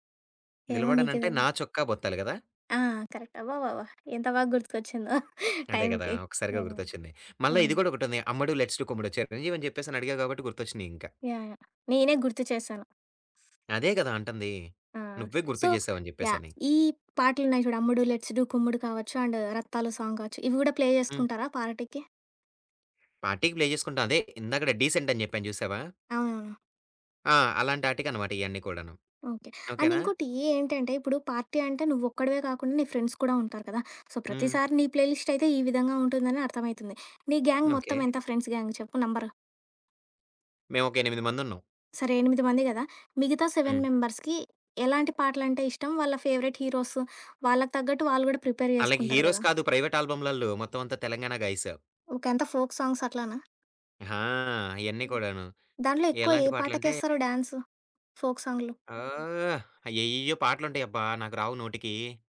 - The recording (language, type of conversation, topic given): Telugu, podcast, పార్టీకి ప్లేలిస్ట్ సిద్ధం చేయాలంటే మొదట మీరు ఎలాంటి పాటలను ఎంచుకుంటారు?
- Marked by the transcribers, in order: in English: "కరెక్ట్"; chuckle; in English: "లెట్స్ డు"; other background noise; in English: "లెట్స్ డు"; in English: "అండ్"; in English: "సాంగ్"; in English: "ప్లే"; in English: "పార్టీకి?"; in English: "పార్టీకి ప్లే"; in English: "డీసెంట్"; in English: "అండ్"; in English: "పార్టీ"; in English: "ఫ్రెండ్స్"; in English: "సో"; in English: "ప్లే లిస్ట్"; in English: "గాంగ్"; in English: "ఫ్రెండ్స్ గాంగ్"; in English: "నంబర్?"; in English: "సెవెన్ మెంబర్స్‌కి"; in English: "ఫేవరైట్ హీరోస్"; in English: "ప్రిపేర్"; in English: "హీరోస్"; in English: "గైస్"; in English: "ఫోక్ సాంగ్స్"